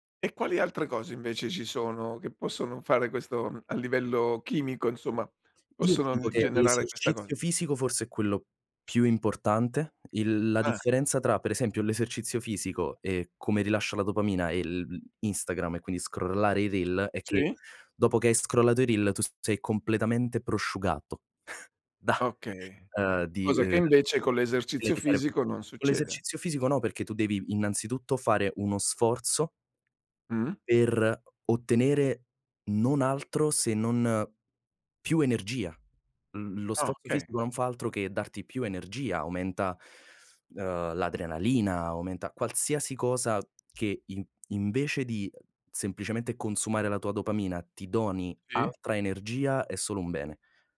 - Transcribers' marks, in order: other background noise; tapping; in English: "reel"; chuckle
- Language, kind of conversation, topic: Italian, podcast, Hai qualche regola pratica per non farti distrarre dalle tentazioni immediate?